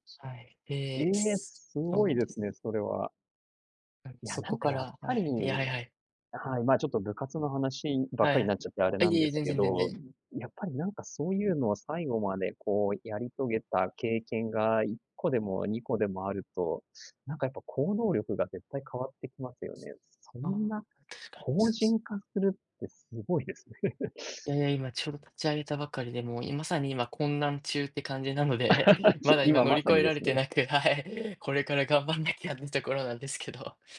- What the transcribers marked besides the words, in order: other background noise; giggle; laughing while speaking: "なので"; laugh; laughing while speaking: "なくて、はい"
- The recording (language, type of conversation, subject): Japanese, unstructured, これまでに困難を乗り越えた経験について教えてください？